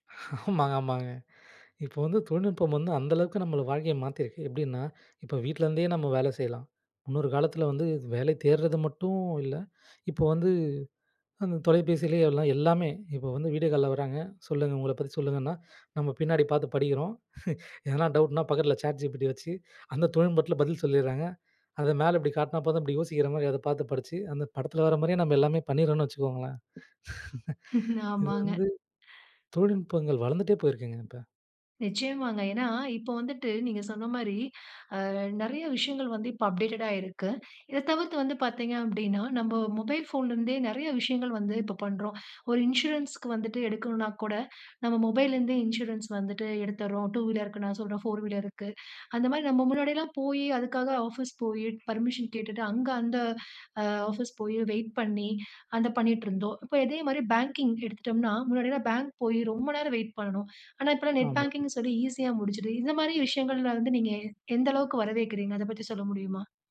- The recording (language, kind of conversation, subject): Tamil, podcast, புதிய தொழில்நுட்பங்கள் உங்கள் தினசரி வாழ்வை எப்படி மாற்றின?
- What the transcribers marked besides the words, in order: laughing while speaking: "ஆமாங்க, ஆமாங்க"; inhale; inhale; inhale; inhale; chuckle; laugh; inhale; in English: "அப்டேட்டடா"; in English: "இன்சூரன்ஸ்க்கு"; in English: "இன்சூரன்ஸ்"; in English: "நெட் பேங்கிங்ன்னு"